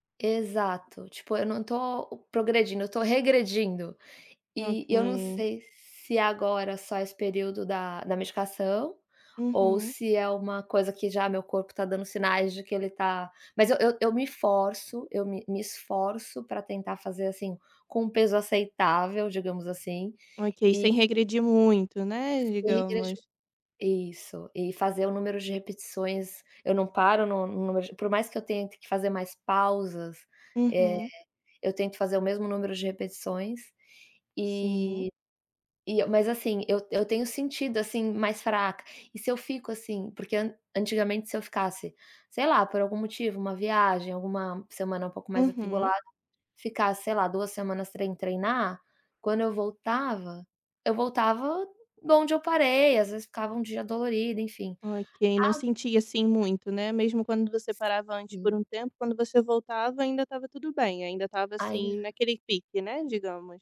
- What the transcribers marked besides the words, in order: tapping
- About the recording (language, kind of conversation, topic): Portuguese, advice, Como você tem se adaptado às mudanças na sua saúde ou no seu corpo?